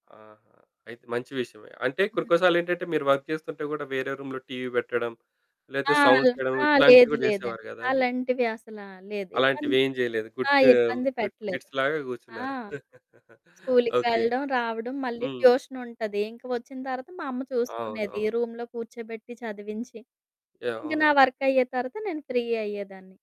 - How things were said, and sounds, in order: static; other background noise; in English: "వర్క్"; in English: "రూమ్‌లో"; in English: "సౌండ్"; in English: "గుడ్ గ గుడ్ కిడ్స్"; in English: "ట్యూషన్"; chuckle; in English: "రూమ్‌లో"; in English: "ఫ్రీ"
- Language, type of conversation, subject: Telugu, podcast, మీ ఇంట్లో పనికి సరిపోయే స్థలాన్ని మీరు శ్రద్ధగా ఎలా సర్దుబాటు చేసుకుంటారు?